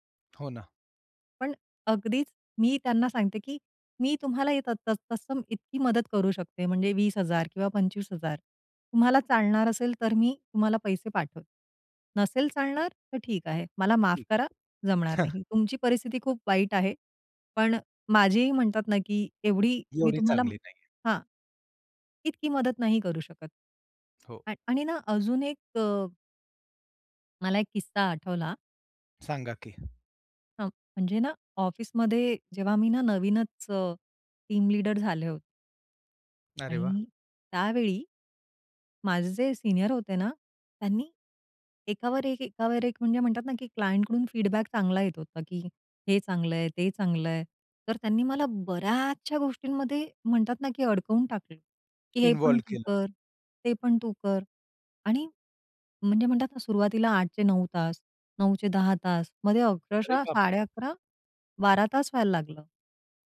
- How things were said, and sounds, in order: tapping; chuckle; other background noise; other noise; in English: "टीम"; in English: "क्लायंटकडून फीडबॅक"; stressed: "बऱ्याचशा"
- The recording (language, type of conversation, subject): Marathi, podcast, नकार म्हणताना तुम्हाला कसं वाटतं आणि तुम्ही तो कसा देता?